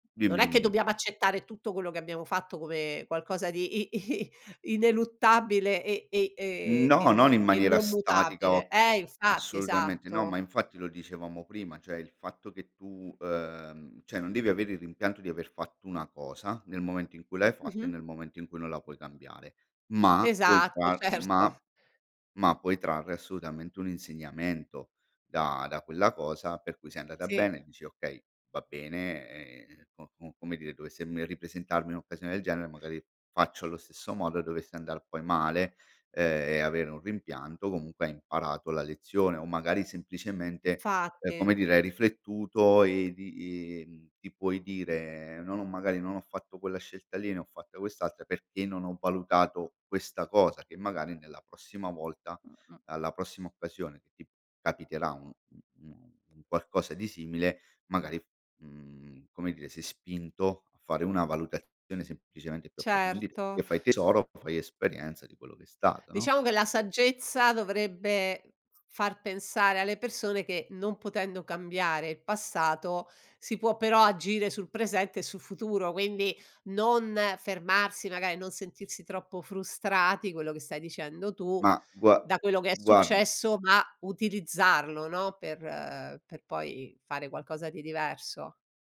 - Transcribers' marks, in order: laughing while speaking: "i"; "cioè" said as "ceh"; laughing while speaking: "certo"; other background noise
- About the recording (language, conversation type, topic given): Italian, podcast, Cosa ti aiuta a non restare bloccato nei pensieri del tipo “se avessi…”?